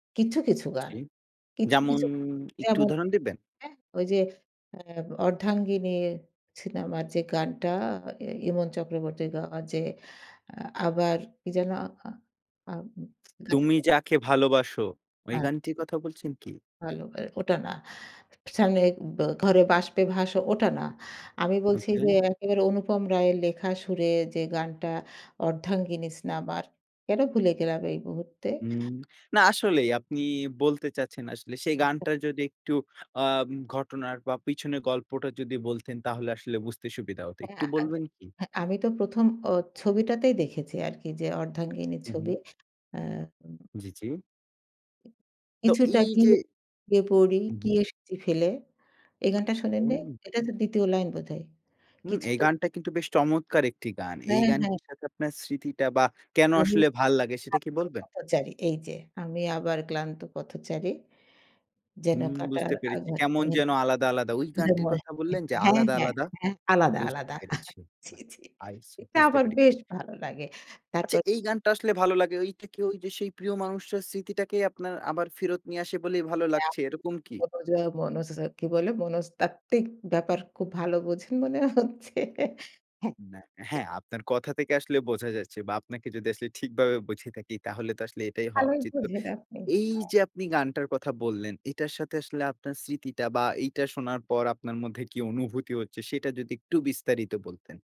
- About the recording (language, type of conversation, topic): Bengali, podcast, তোমার জীবনের সবচেয়ে আবেগময় গানটি কোনটি?
- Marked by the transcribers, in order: other background noise; unintelligible speech; singing: "স্নানের বা ঘরে বাষ্পে ভাস"; singing: "কিছুটা গিয়ে পড়ি কি এসেছি ফেলে"; unintelligible speech; unintelligible speech; chuckle; unintelligible speech; unintelligible speech; laughing while speaking: "মনে হচ্ছে। হ্যাঁ"